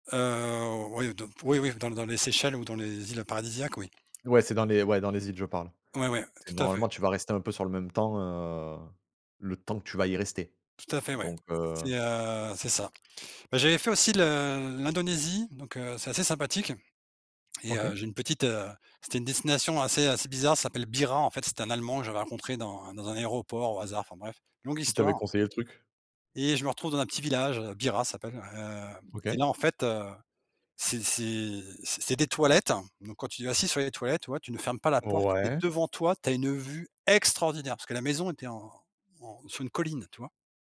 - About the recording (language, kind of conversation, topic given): French, unstructured, Quelle destination t’a le plus émerveillé ?
- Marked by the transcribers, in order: stressed: "extraordinaire"